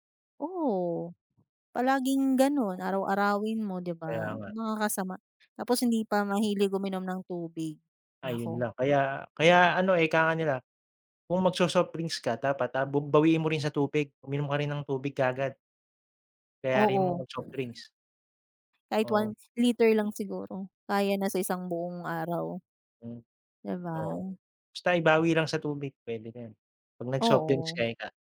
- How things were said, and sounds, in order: other background noise; tapping; chuckle
- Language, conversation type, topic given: Filipino, unstructured, Ano ang pananaw mo sa pag-aaksaya ng pagkain sa bahay, bakit mahalagang matutong magluto kahit simple lang, at paano mo haharapin ang patuloy na pagtaas ng presyo ng pagkain?